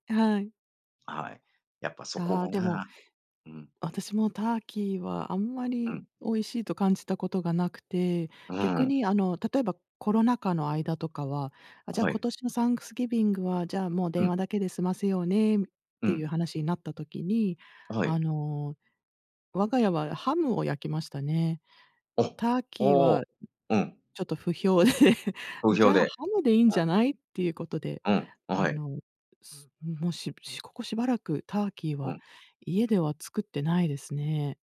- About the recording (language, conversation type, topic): Japanese, unstructured, あなたの地域の伝統的な料理は何ですか？
- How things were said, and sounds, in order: in English: "サンクスギビング"; laughing while speaking: "不評で"